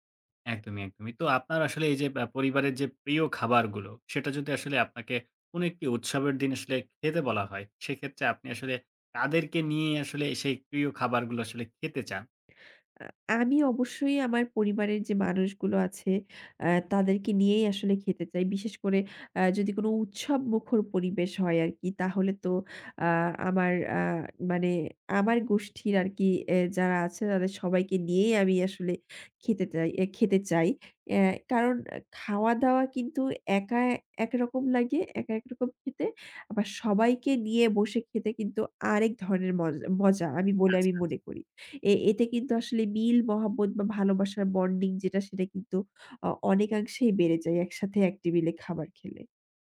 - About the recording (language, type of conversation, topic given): Bengali, podcast, তোমাদের বাড়ির সবচেয়ে পছন্দের রেসিপি কোনটি?
- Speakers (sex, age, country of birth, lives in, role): female, 45-49, Bangladesh, Bangladesh, guest; male, 18-19, Bangladesh, Bangladesh, host
- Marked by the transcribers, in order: tapping